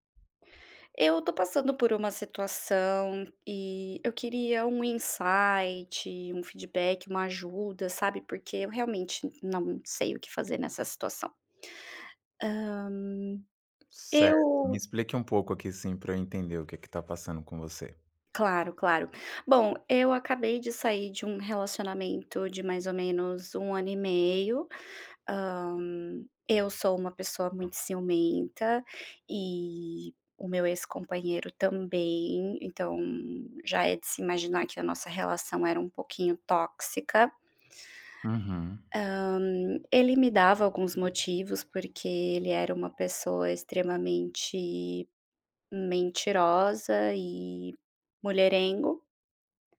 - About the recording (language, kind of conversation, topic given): Portuguese, advice, Como lidar com um ciúme intenso ao ver o ex com alguém novo?
- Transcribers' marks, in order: in English: "insight"; tapping; other background noise